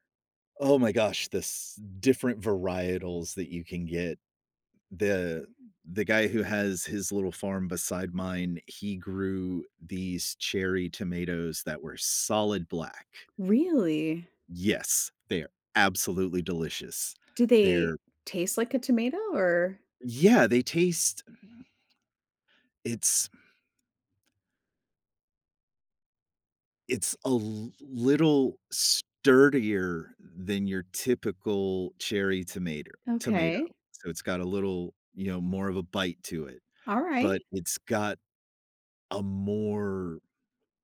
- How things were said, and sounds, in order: other background noise; other noise
- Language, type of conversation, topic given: English, unstructured, How can I make a meal feel more comforting?
- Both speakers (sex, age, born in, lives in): female, 35-39, United States, United States; male, 40-44, United States, United States